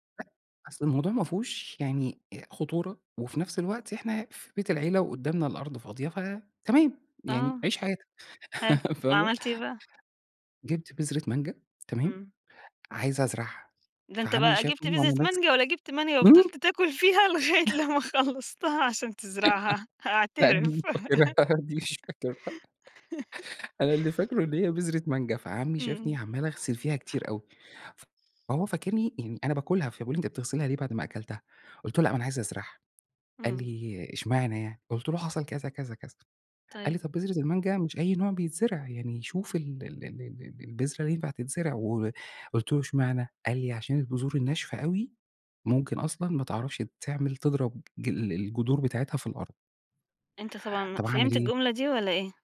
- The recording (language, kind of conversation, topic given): Arabic, podcast, إيه اللي اتعلمته من رعاية نبتة؟
- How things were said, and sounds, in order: laughing while speaking: "فاهمة؟"; chuckle; laughing while speaking: "لغاية لما خلصتها عشان تزرعها أعترف"; laugh